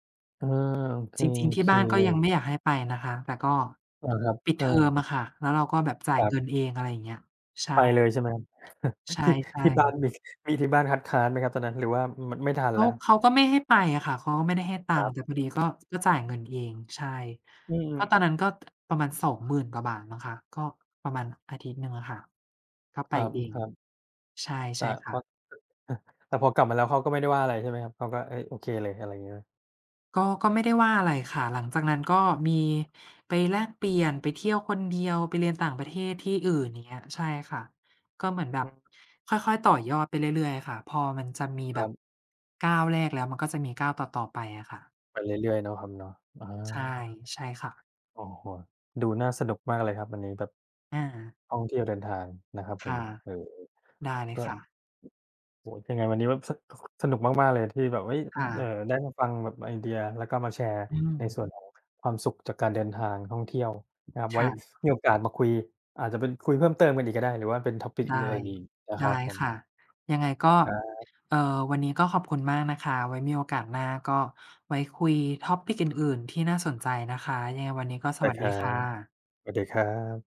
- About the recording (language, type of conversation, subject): Thai, unstructured, ถ้าพูดถึงความสุขจากการเดินทาง คุณอยากบอกว่าอะไร?
- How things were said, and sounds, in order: other background noise; tapping; chuckle; laughing while speaking: "ที่ ที่บ้านมี"; chuckle; in English: "topic"; in English: "topic"